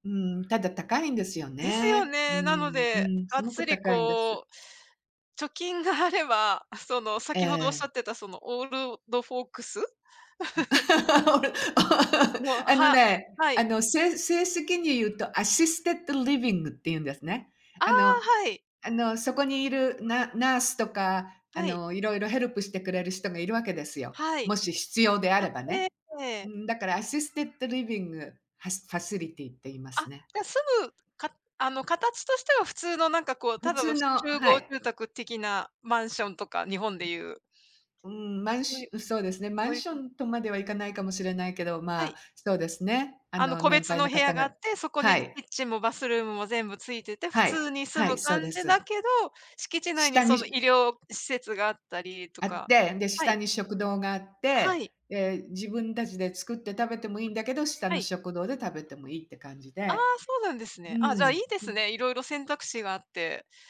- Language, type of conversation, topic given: Japanese, unstructured, 懐かしい場所を訪れたとき、どんな気持ちになりますか？
- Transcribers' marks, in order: other background noise; laugh; chuckle; put-on voice: "アシステッドリビング"; in English: "アシステッドリビング"; in English: "アシステッドリビングハ ファシリティー"